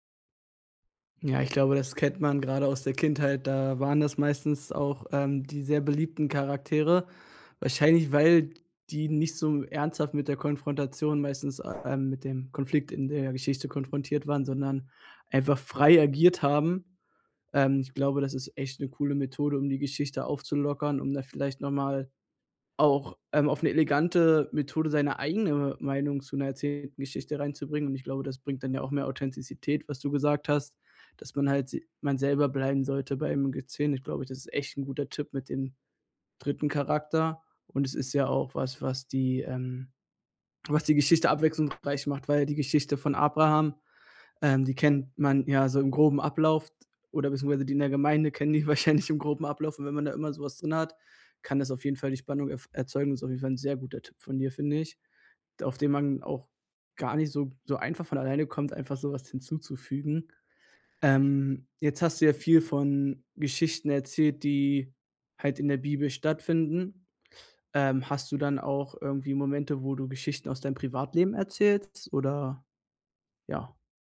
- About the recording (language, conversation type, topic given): German, podcast, Wie baust du Nähe auf, wenn du eine Geschichte erzählst?
- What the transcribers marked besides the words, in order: other background noise; unintelligible speech; laughing while speaking: "wahrscheinlich"